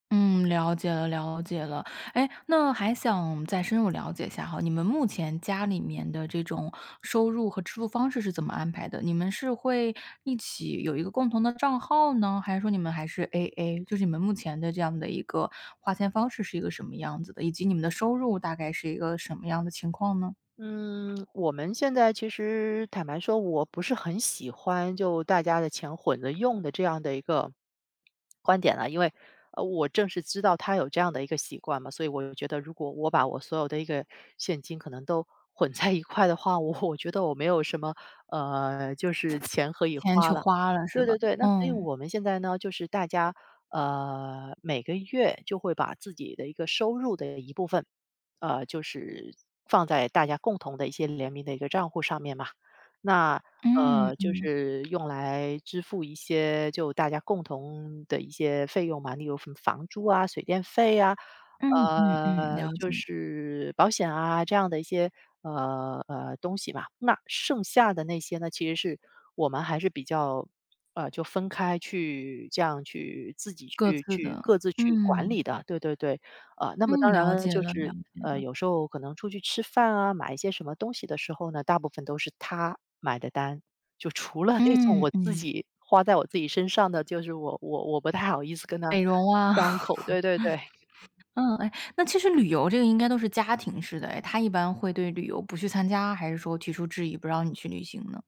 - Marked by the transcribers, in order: tapping; swallow; laughing while speaking: "在"; laughing while speaking: "我"; other background noise; laugh
- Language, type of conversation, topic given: Chinese, advice, 你们因为消费观不同而经常为预算争吵，该怎么办？